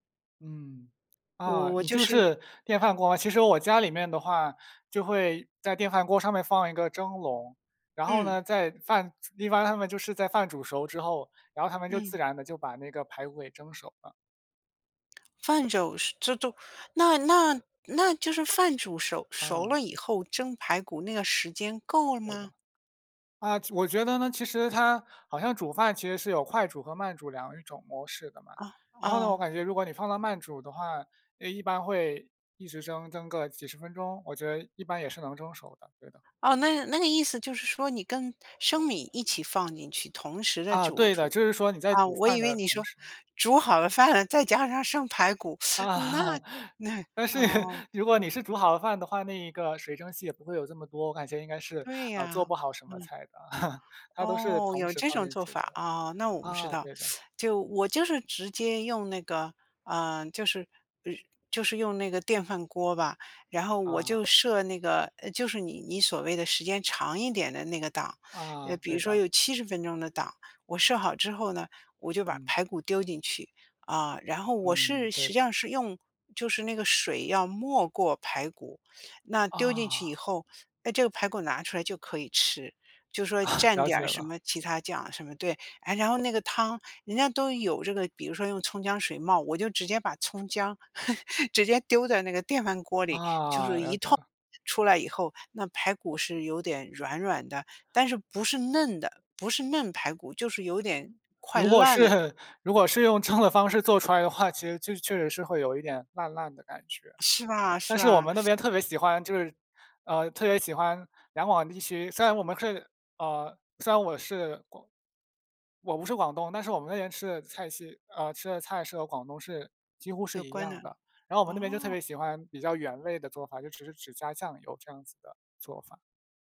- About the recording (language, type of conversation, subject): Chinese, unstructured, 你最喜欢的家常菜是什么？
- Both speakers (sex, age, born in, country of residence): female, 60-64, China, United States; male, 20-24, China, Finland
- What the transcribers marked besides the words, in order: laughing while speaking: "啊"; teeth sucking; chuckle; other background noise; chuckle; tapping; chuckle; chuckle